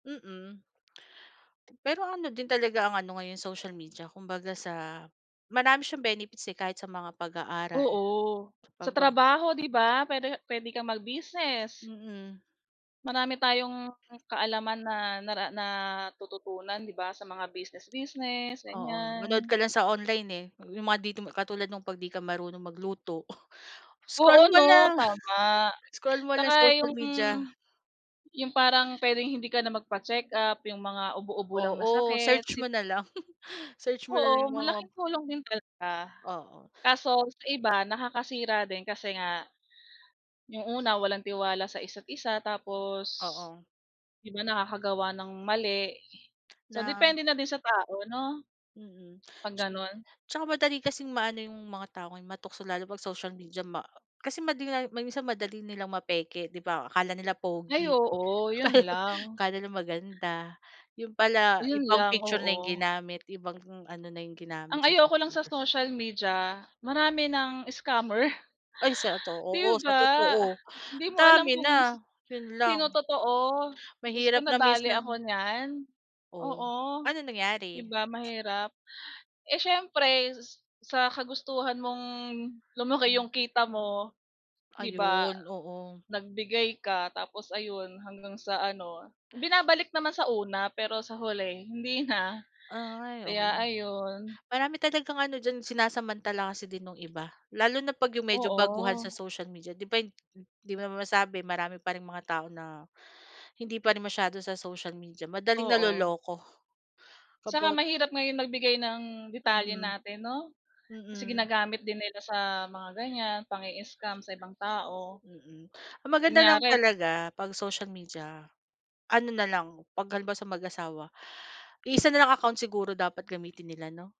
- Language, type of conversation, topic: Filipino, unstructured, Ano ang palagay mo sa epekto ng midyang panlipunan sa ating komunikasyon?
- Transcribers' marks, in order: lip smack; chuckle; laugh; chuckle; tapping